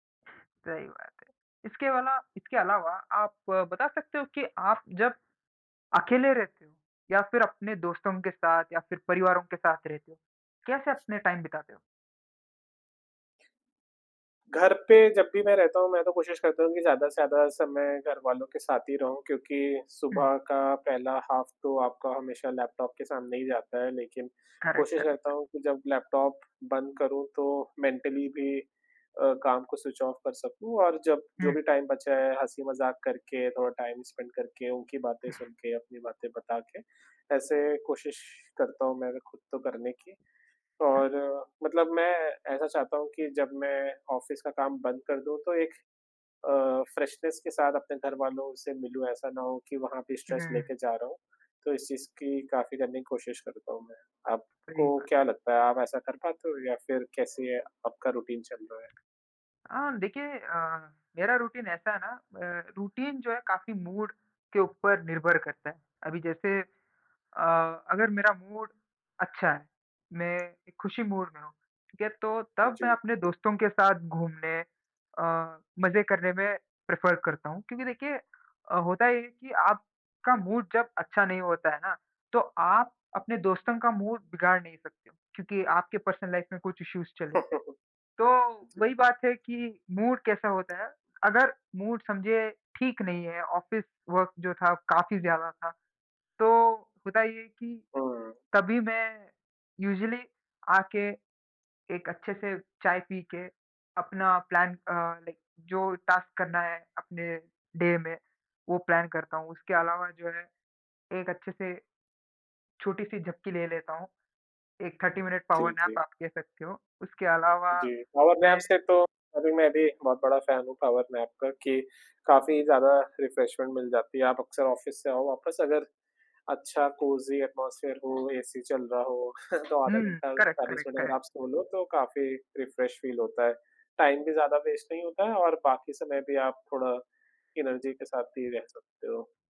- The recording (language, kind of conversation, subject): Hindi, unstructured, आप अपनी शाम को अधिक आरामदायक कैसे बनाते हैं?
- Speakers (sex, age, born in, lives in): male, 20-24, India, India; male, 25-29, India, India
- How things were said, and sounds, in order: in English: "टाइम"; in English: "हाफ"; in English: "करेक्ट, करेक्ट"; tapping; in English: "मेंटली"; in English: "स्विच ऑफ़"; in English: "टाइम"; in English: "टाइम स्पेंड"; other noise; in English: "ऑफ़िस"; in English: "फ़्रेशनेस"; in English: "स्ट्रेस"; in English: "रूटीन"; in English: "रूटीन"; in English: "रूटीन"; in English: "मूड"; in English: "मूड"; in English: "मूड"; in English: "प्रेफ़र"; in English: "मूड"; in English: "मूड"; chuckle; in English: "पर्सनल लाइफ़"; in English: "इश्यूज़"; in English: "मूड"; in English: "मूड"; in English: "ऑफ़िस वर्क"; in English: "यूज़ुअली"; in English: "प्लान"; in English: "लाइक"; in English: "टास्क"; in English: "डे"; in English: "प्लान"; in English: "थर्टी"; in English: "पावर नैप"; in English: "पावर नैप"; in English: "फ़ैन"; in English: "पावर नैप"; in English: "रिफ़्रेशमेंट"; in English: "ऑफ़िस"; in English: "कोज़ी एटमॉस्फ़ियर"; chuckle; in English: "करेक्ट, करेक्ट, करेक्ट"; in English: "रिफ़्रेश फ़ील"; in English: "टाइम"; in English: "वेस्ट"; in English: "एनर्जी"